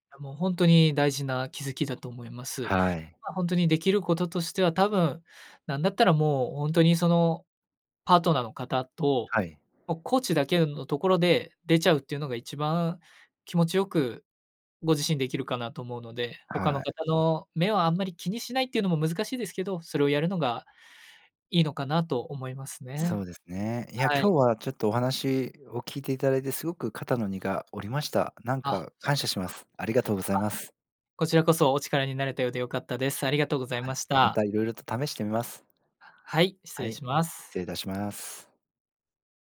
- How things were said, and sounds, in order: none
- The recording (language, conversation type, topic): Japanese, advice, 友情と恋愛を両立させるうえで、どちらを優先すべきか迷ったときはどうすればいいですか？